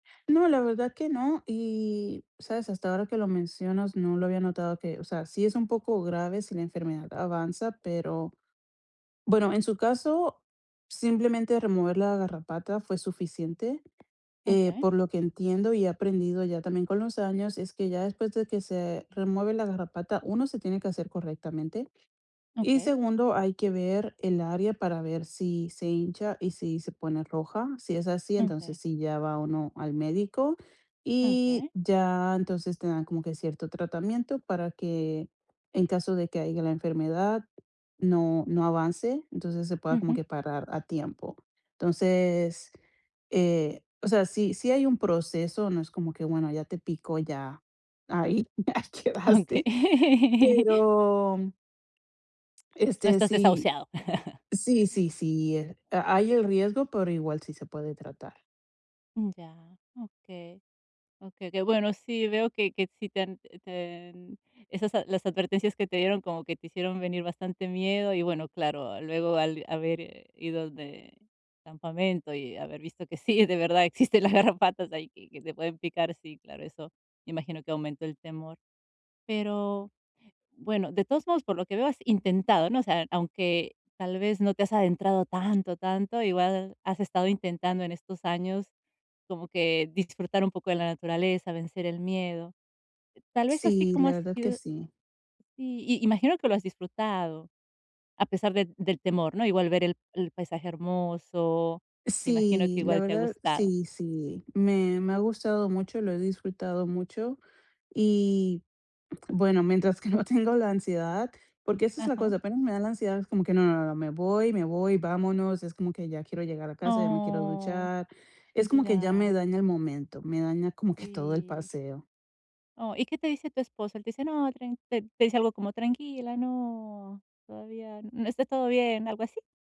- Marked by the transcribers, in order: "haya" said as "haiga"; laughing while speaking: "Okey"; laughing while speaking: "ya quedaste"; laugh; laughing while speaking: "existen las garrapatas"; drawn out: "¡Oh!"; drawn out: "no"
- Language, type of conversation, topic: Spanish, advice, ¿Cómo puedo sentirme más cómodo al explorar lugares desconocidos?